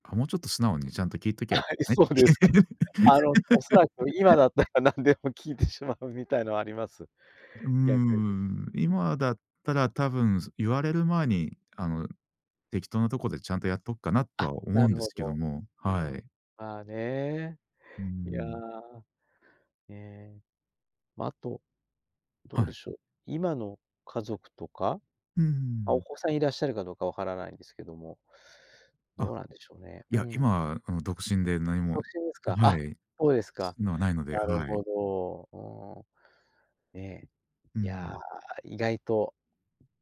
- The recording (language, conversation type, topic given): Japanese, podcast, 言いにくいことを相手に上手に伝えるには、どんなコツがありますか？
- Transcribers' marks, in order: laughing while speaking: "はい、そうですか。あの、お … のはあります"; laugh